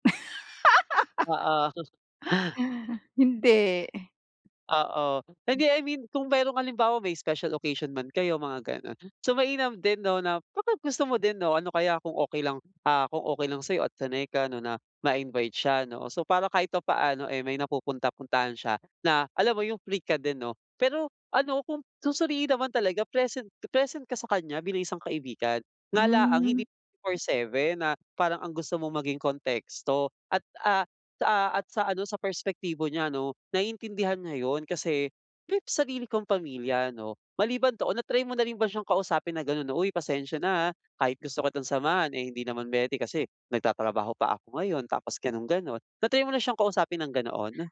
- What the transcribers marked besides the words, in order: laugh; unintelligible speech
- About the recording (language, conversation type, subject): Filipino, advice, Paano ako magiging mas maaasahang kaibigan kapag may kailangan ang kaibigan ko?